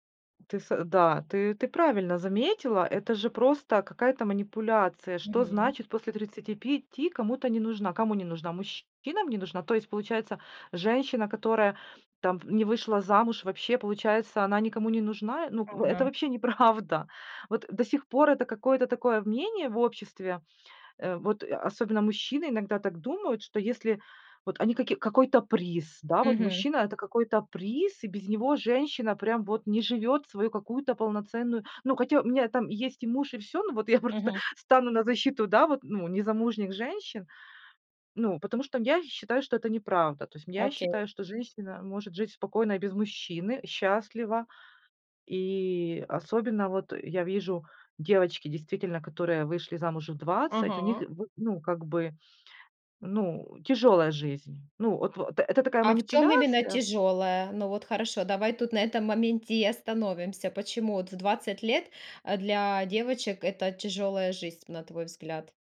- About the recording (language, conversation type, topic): Russian, podcast, Как не утонуть в чужих мнениях в соцсетях?
- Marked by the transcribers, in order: tapping; laughing while speaking: "неправда"